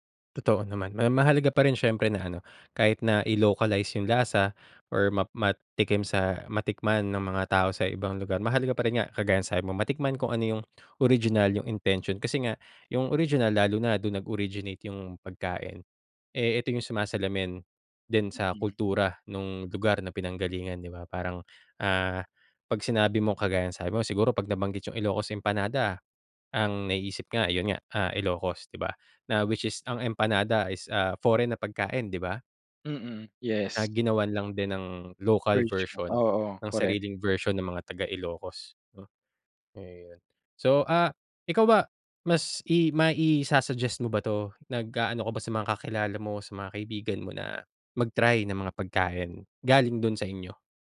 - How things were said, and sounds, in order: in English: "intention"; in English: "local version"
- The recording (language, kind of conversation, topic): Filipino, podcast, Anong lokal na pagkain ang hindi mo malilimutan, at bakit?